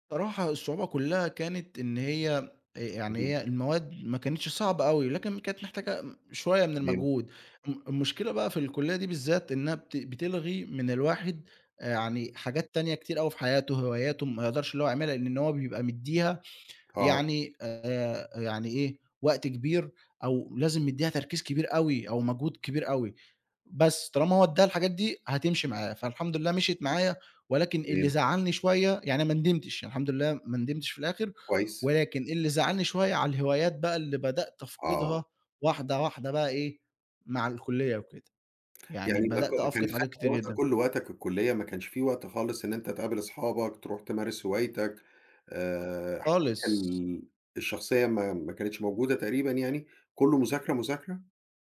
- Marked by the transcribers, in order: tapping
- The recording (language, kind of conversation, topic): Arabic, podcast, إيه دور العيلة في قراراتك الكبيرة؟